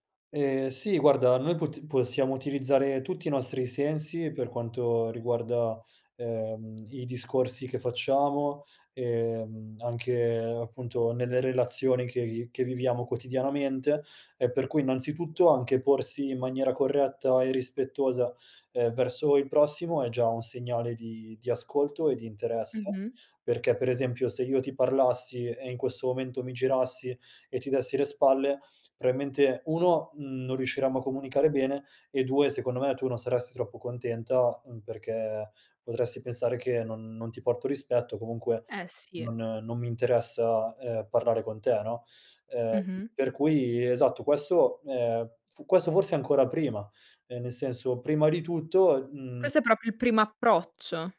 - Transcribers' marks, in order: other background noise
- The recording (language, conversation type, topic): Italian, podcast, Che ruolo ha l'ascolto nel creare fiducia?